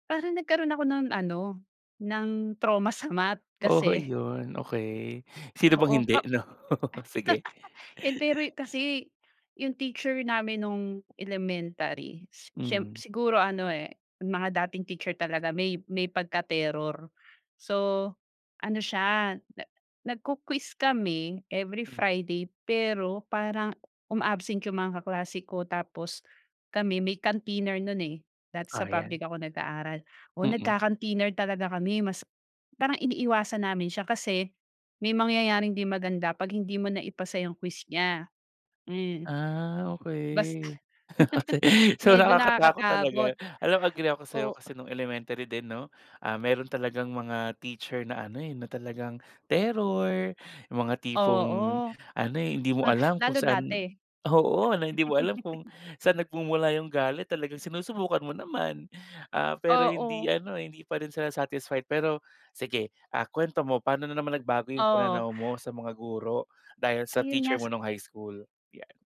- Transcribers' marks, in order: chuckle; laugh; chuckle; in English: "canteener"; laugh; laugh; chuckle
- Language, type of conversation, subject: Filipino, podcast, Sino ang guro na hindi mo kailanman makakalimutan, at ano ang sinabi niya na tumatak sa iyo?